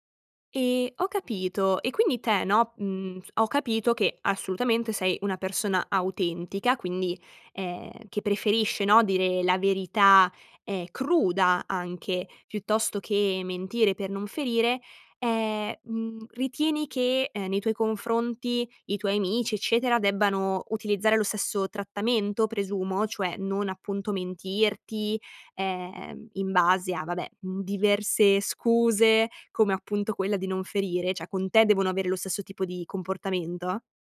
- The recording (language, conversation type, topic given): Italian, podcast, Cosa significa per te essere autentico, concretamente?
- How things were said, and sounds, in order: none